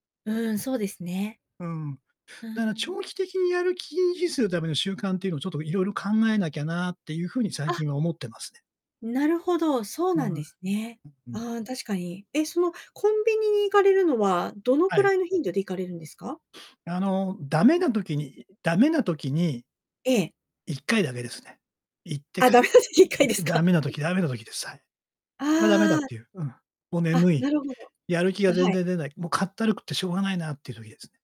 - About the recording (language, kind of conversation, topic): Japanese, podcast, やる気が続かないときは、どうしていますか？
- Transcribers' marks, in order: laughing while speaking: "駄目出し いっかい ですか？"; unintelligible speech; other background noise